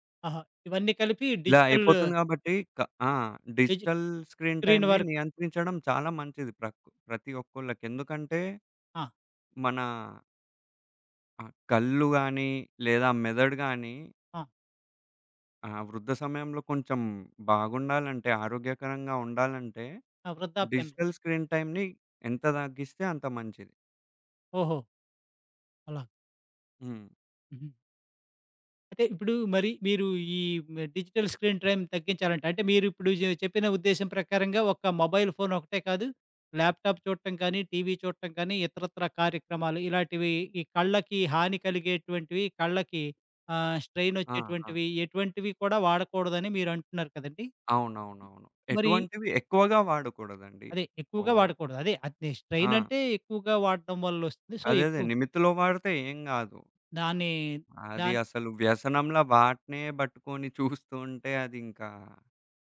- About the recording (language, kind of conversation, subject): Telugu, podcast, దృష్టి నిలబెట్టుకోవడానికి మీరు మీ ఫోన్ వినియోగాన్ని ఎలా నియంత్రిస్తారు?
- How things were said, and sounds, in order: in English: "డిజిటల్ స్క్రీన్ టైమ్‌ని"; in English: "స్క్రీన్ వర్క్"; other background noise; in English: "డిజిటల్ స్క్రీన్ టైమ్‌ని"; in English: "డిజిటల్ స్క్రీన్ ట్రైమ్"; in English: "మొబైల్"; in English: "ల్యాప్‌టాప్"; in English: "స్ట్రెయిన్"; in English: "సో"; giggle